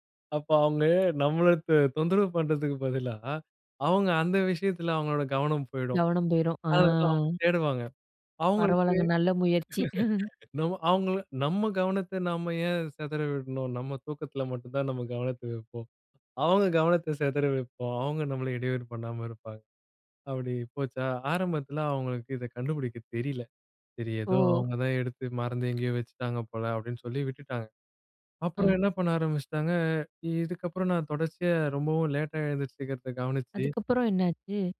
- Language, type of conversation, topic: Tamil, podcast, இடையூறுகள் வந்தால் உங்கள் கவனத்தை நீங்கள் எப்படி மீண்டும் திருப்பிக் கொள்கிறீர்கள்?
- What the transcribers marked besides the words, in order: chuckle; chuckle